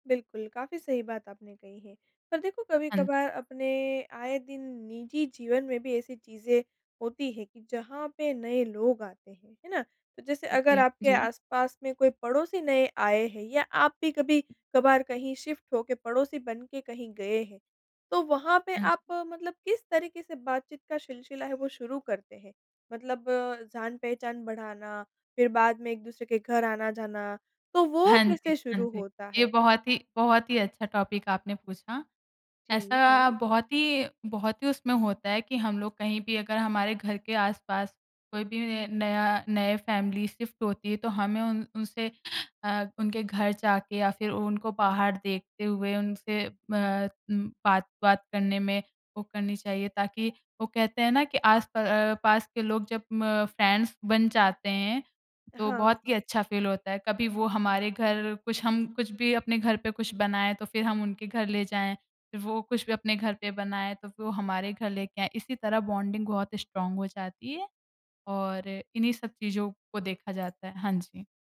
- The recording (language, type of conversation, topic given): Hindi, podcast, नए लोगों से बातचीत शुरू करने का आपका तरीका क्या है?
- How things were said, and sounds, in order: in English: "ओके"; in English: "शिफ्ट"; in English: "टॉपिक"; in English: "फैमिली शिफ्ट"; in English: "फ्रेंड्स"; in English: "फ़ील"; in English: "बॉन्डिंग"; in English: "स्ट्रांग"; other background noise